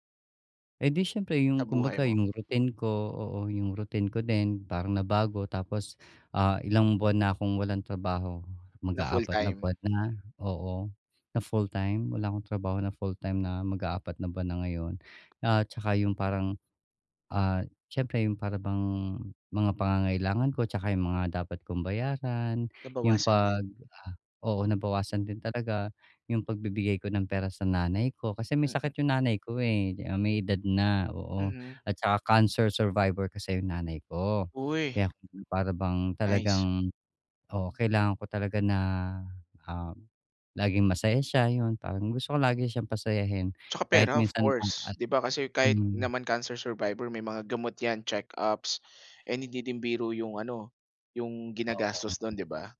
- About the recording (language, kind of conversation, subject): Filipino, advice, Paano ako mananatiling matatag kapag nagbabago ang buhay ko?
- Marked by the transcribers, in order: other noise